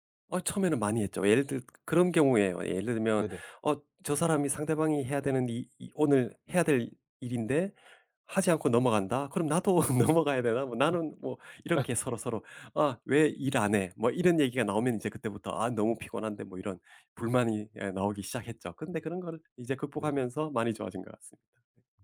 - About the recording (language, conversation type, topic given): Korean, podcast, 집안일 분담은 보통 어떻게 정하시나요?
- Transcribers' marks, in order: laughing while speaking: "나도 넘어가야 되나?"; laugh; other background noise